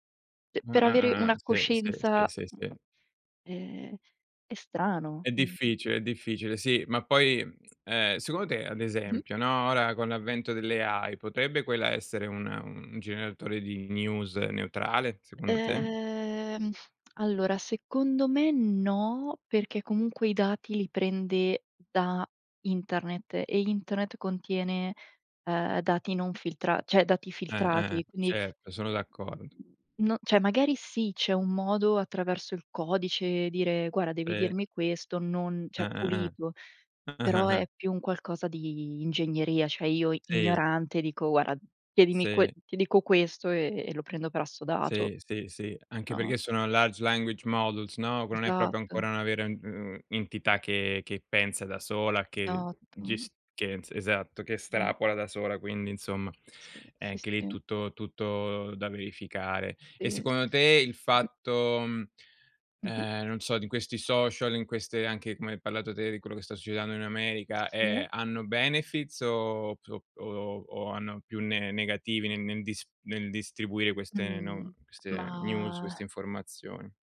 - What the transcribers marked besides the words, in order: other background noise; in English: "AI"; in English: "news"; "cioè" said as "ceh"; "cioè" said as "ceh"; "Guarda" said as "guara"; "Cioè" said as "ceh"; chuckle; "cioè" said as "ceh"; "Guarda" said as "guara"; in English: "large language models"; "proprio" said as "propio"; in English: "benefits"; in English: "news"
- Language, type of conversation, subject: Italian, unstructured, Come pensi che i social media influenzino le notizie quotidiane?